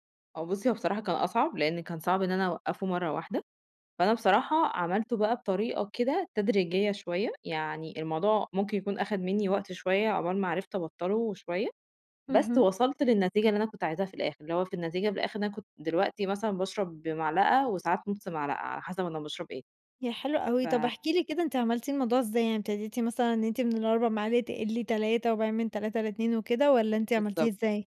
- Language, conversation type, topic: Arabic, podcast, إيه تأثير السكر والكافيين على نومك وطاقتك؟
- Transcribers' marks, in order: none